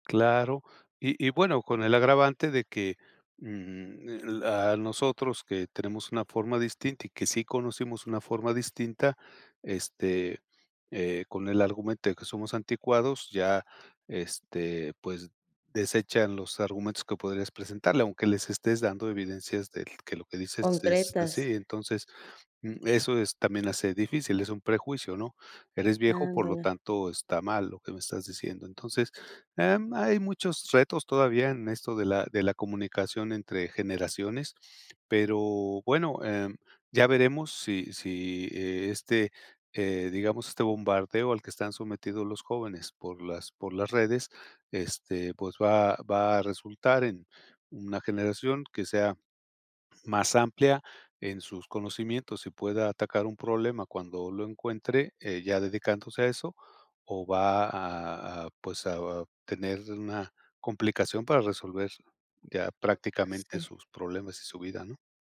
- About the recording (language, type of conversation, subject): Spanish, podcast, ¿Por qué crees que la comunicación entre generaciones es difícil?
- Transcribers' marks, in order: none